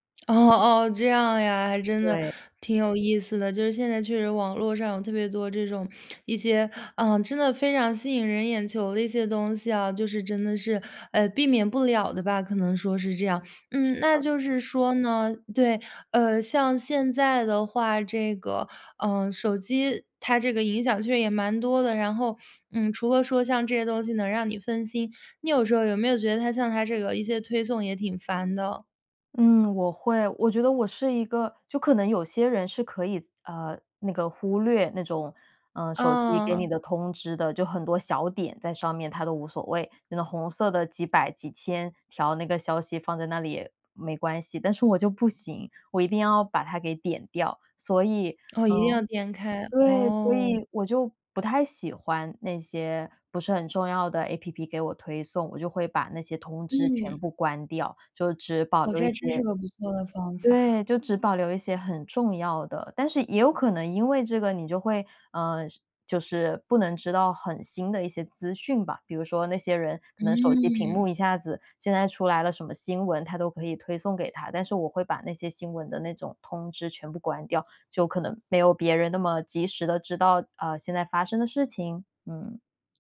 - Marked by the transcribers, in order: other background noise
- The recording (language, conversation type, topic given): Chinese, podcast, 你会用哪些方法来对抗手机带来的分心？